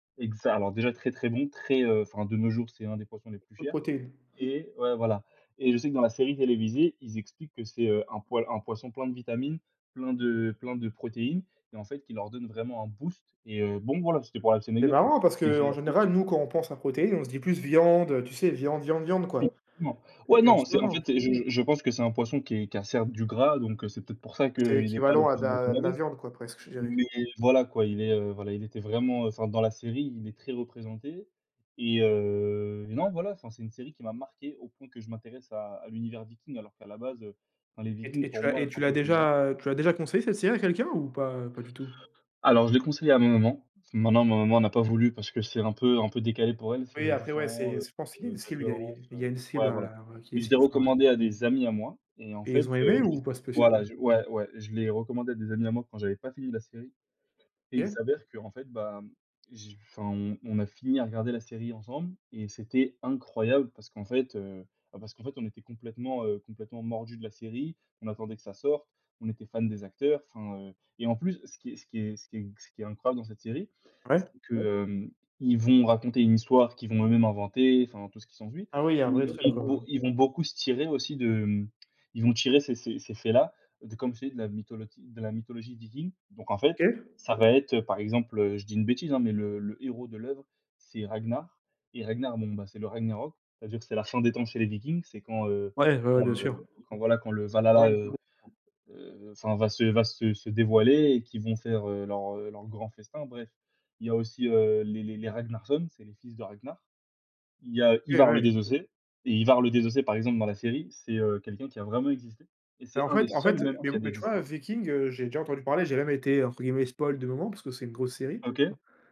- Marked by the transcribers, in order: other background noise; drawn out: "heu"; unintelligible speech; tapping; unintelligible speech; tsk; unintelligible speech; in English: "sons"; in English: "spoil"
- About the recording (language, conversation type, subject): French, unstructured, Quelle série télévisée recommanderais-tu à un ami ?
- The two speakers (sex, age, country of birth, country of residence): male, 20-24, France, France; male, 20-24, France, France